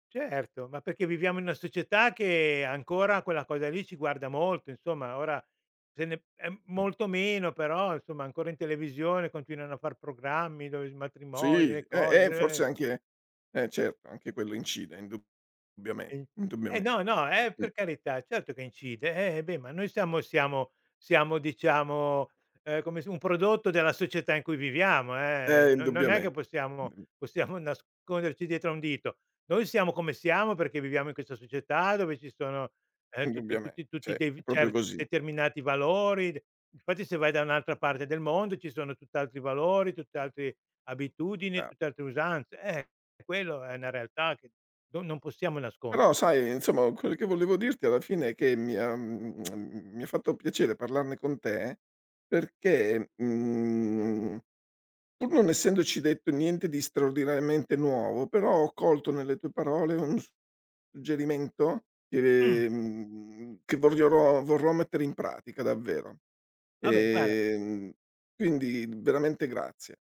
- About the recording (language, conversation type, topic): Italian, advice, Come posso capire se sono pronta per la convivenza o per il matrimonio?
- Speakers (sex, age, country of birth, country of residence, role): male, 60-64, Italy, Italy, user; male, 70-74, Italy, Italy, advisor
- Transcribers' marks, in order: "indubbiamente" said as "indubbiame"; other noise; "indubbiamente" said as "indubbiame"; "indubbiamente" said as "indubbiame"; "Indubbiamente" said as "indubbiame"; "cioè" said as "ceh"; "insomma" said as "nzomma"; lip smack; drawn out: "mhmm"; "guarda" said as "guara"; drawn out: "Ehm"